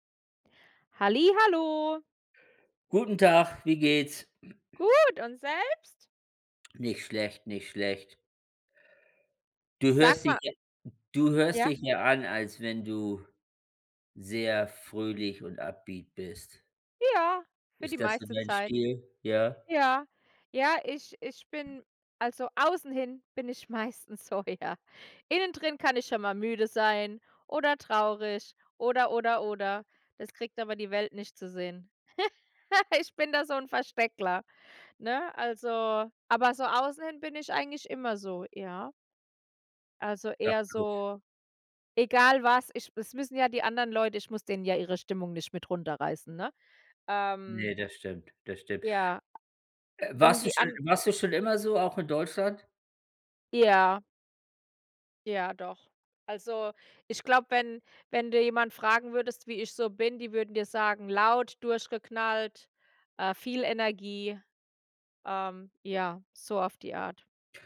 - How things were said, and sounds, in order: throat clearing; in English: "upbeat"; other background noise; laughing while speaking: "so, ja"; laugh
- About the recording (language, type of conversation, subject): German, unstructured, Wie würdest du deinen Stil beschreiben?